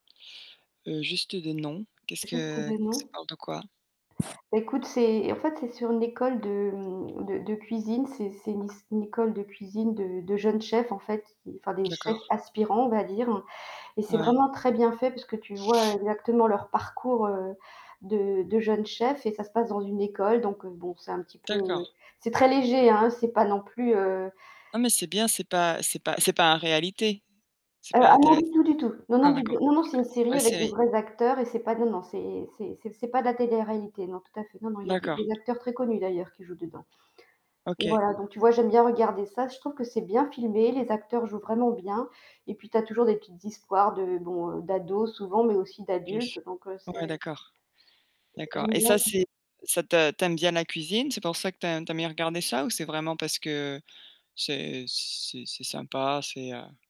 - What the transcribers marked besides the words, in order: static; distorted speech; tapping; sniff; other background noise
- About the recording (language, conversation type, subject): French, unstructured, Quelle série télévisée préfères-tu regarder pour te détendre ?